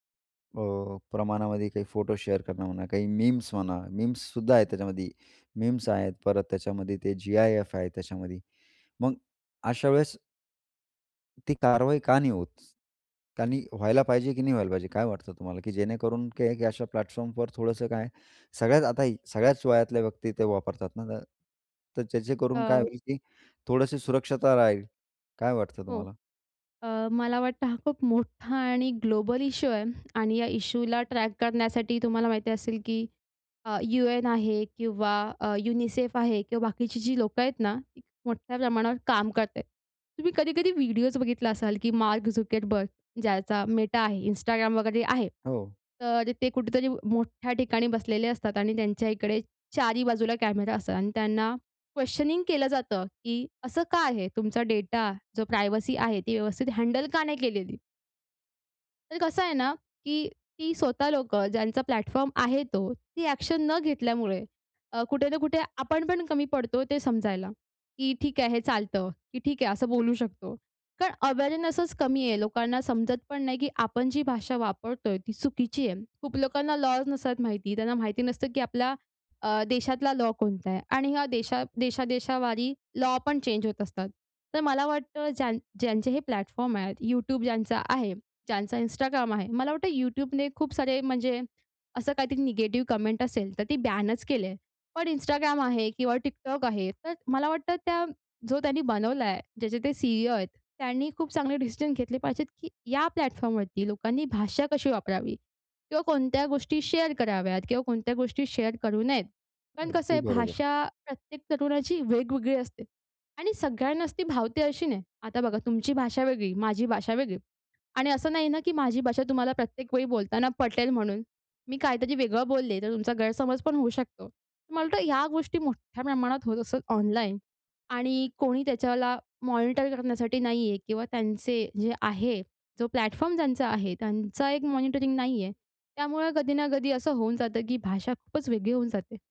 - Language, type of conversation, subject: Marathi, podcast, तरुणांची ऑनलाइन भाषा कशी वेगळी आहे?
- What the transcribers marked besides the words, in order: in English: "शेअर"; other background noise; in English: "प्लॅटफॉर्मवर"; in English: "क्वेशनिंग"; in English: "प्रायव्हसी"; in English: "प्लॅटफॉर्म"; in English: "ॲक्शन"; in English: "अवेअरनेसच"; in English: "प्लॅटफॉर्म"; in English: "प्लॅटफॉर्मवरती"; in English: "शेअर"; in English: "शेअर"; in English: "प्लॅटफॉर्म"